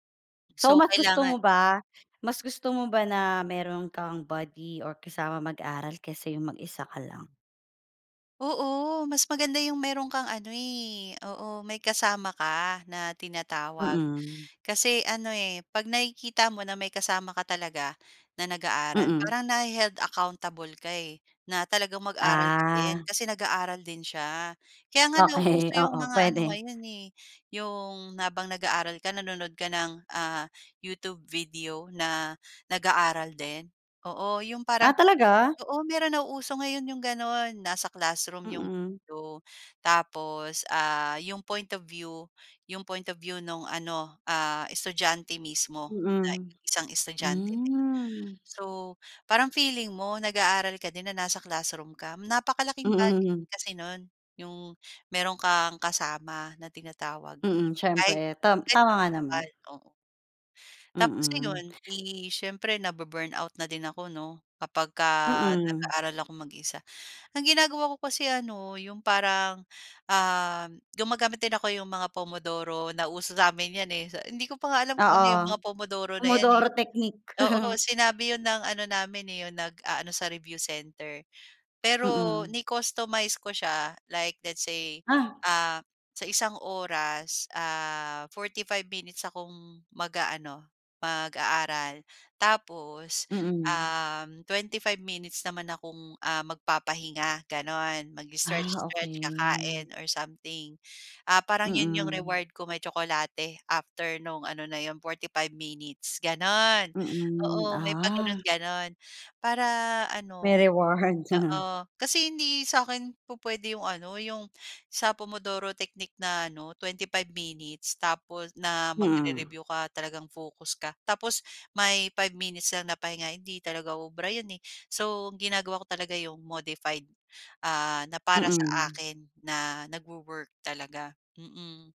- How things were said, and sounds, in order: in English: "nahe-held accountable"; in English: "point of view"; in English: "point of view"; unintelligible speech; in English: "nabu-burnout"; tapping; laugh; in English: "ni-customize"; other background noise; laugh; in English: "Pomodoro technique"; in English: "modified"
- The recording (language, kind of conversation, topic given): Filipino, podcast, Paano mo maiiwasang mawalan ng gana sa pag-aaral?